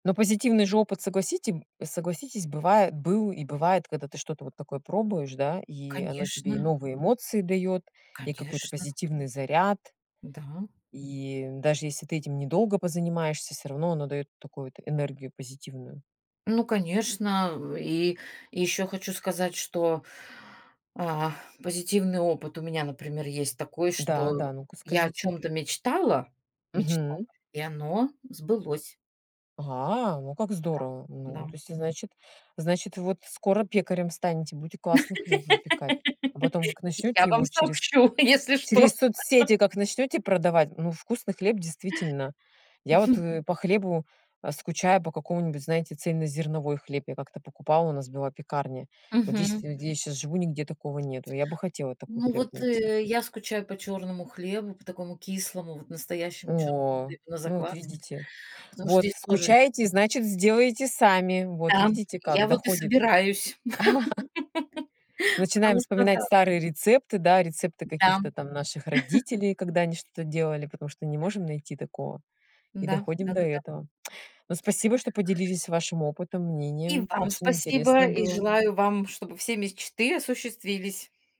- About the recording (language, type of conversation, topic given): Russian, unstructured, Какое новое умение ты хотел бы освоить?
- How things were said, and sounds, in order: other background noise; laugh; laughing while speaking: "Я вам сообщу, если что"; chuckle; laugh; laugh